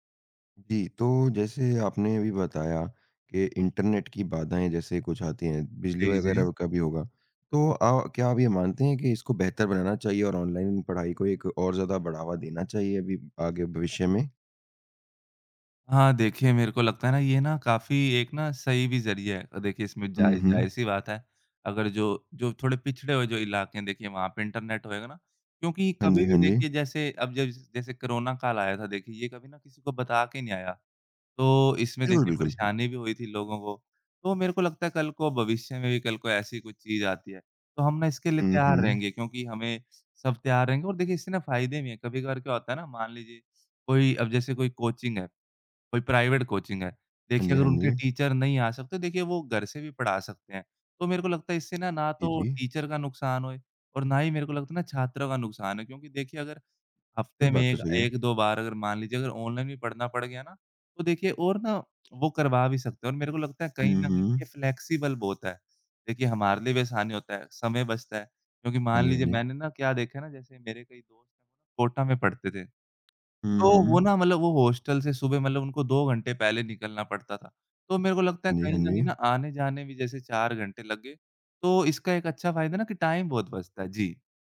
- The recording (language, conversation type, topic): Hindi, podcast, ऑनलाइन पढ़ाई ने आपकी सीखने की आदतें कैसे बदलीं?
- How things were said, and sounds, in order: tapping; in English: "प्राइवेट कोचिंग"; in English: "टीचर"; in English: "टीचर"; other background noise; in English: "फ्लेक्सिबल"; in English: "टाइम"